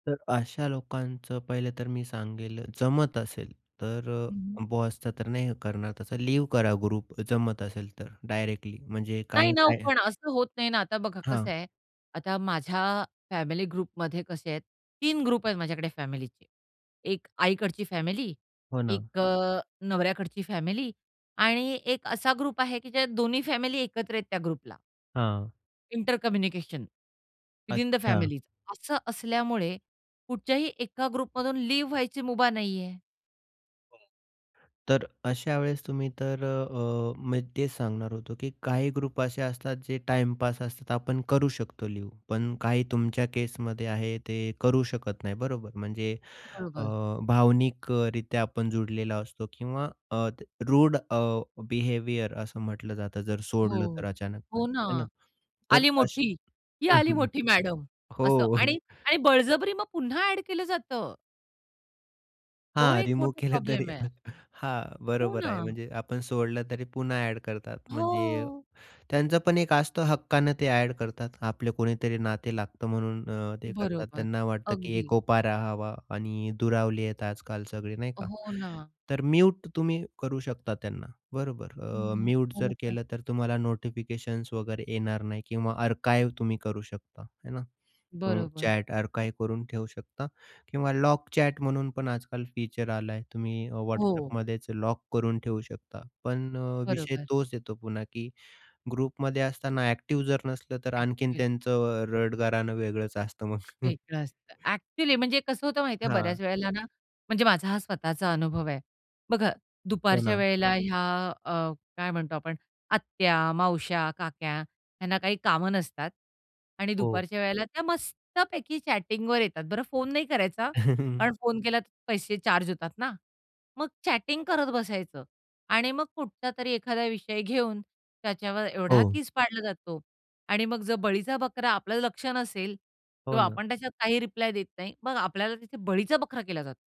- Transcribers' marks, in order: in English: "ग्रुप"; tapping; in English: "ग्रुपमध्ये"; in English: "ग्रुप"; in English: "ग्रुप"; in English: "ग्रुपला"; in English: "इंटर कम्युनिकेशन, विथिन द फॅमिलीज"; in English: "ग्रुप"; in English: "ग्रुप"; other noise; in English: "रूड"; in English: "बिहेवियर"; other background noise; chuckle; in English: "रिमूव्ह"; laughing while speaking: "केलं तरी"; in English: "आर्काईव्ह"; in English: "आर्काईव्ह"; in English: "ग्रुपमध्ये"; chuckle; in English: "चॅटिंगवर"; chuckle; in English: "चॅटिंग"
- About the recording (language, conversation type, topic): Marathi, podcast, सतत येणाऱ्या सूचना कमी करण्यासाठी तुम्ही कोणते सोपे नियम सुचवाल?